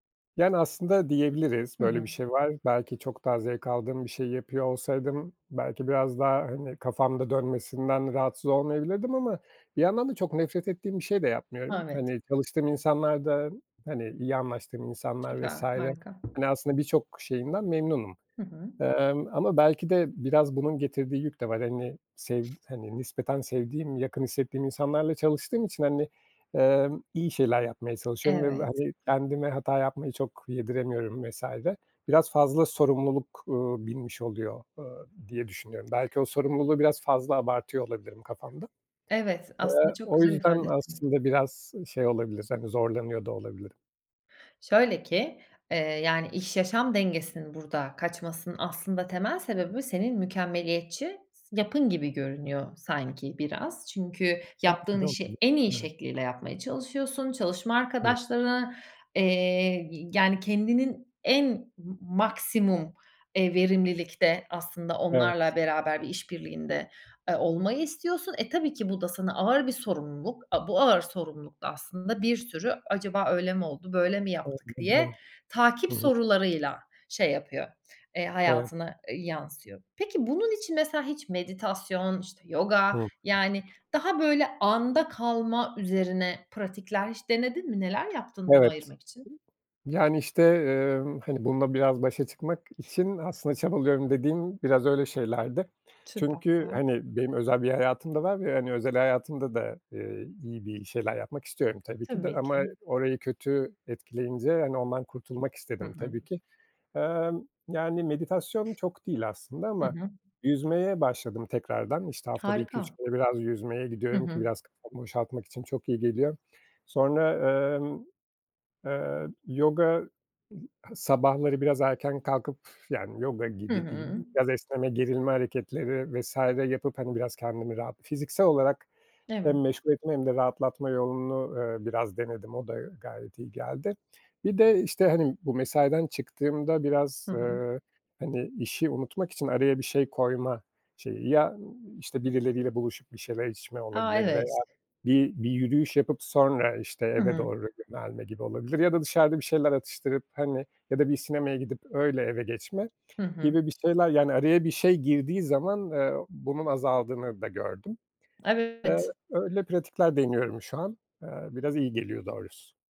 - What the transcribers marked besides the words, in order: tapping; other background noise; unintelligible speech; unintelligible speech; unintelligible speech; other noise
- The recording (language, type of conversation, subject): Turkish, podcast, İş-yaşam dengesini korumak için neler yapıyorsun?